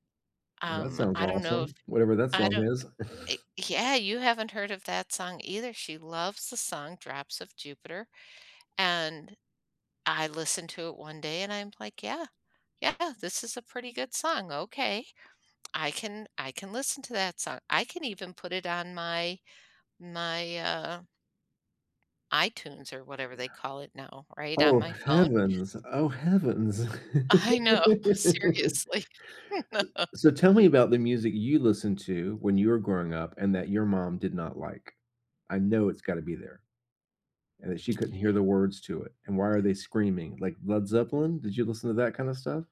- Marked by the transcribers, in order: laugh; tapping; other background noise; unintelligible speech; laugh; laughing while speaking: "I know, seriously"; laugh
- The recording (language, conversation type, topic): English, unstructured, Which song fits your mood right now, and what’s the story of how you discovered it?
- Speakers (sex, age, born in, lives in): female, 70-74, United States, United States; male, 60-64, United States, United States